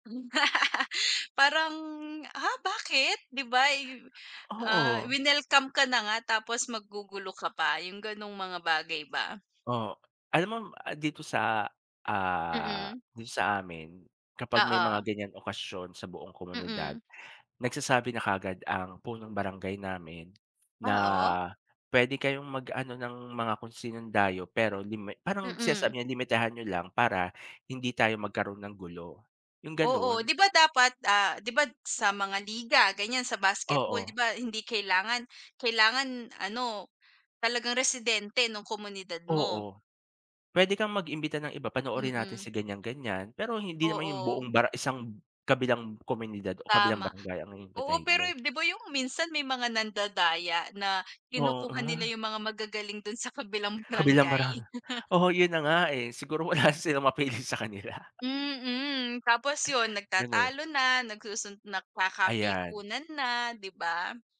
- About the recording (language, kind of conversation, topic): Filipino, unstructured, Paano mo ipinagdiriwang ang mga espesyal na okasyon kasama ang inyong komunidad?
- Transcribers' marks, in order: laugh; other background noise; chuckle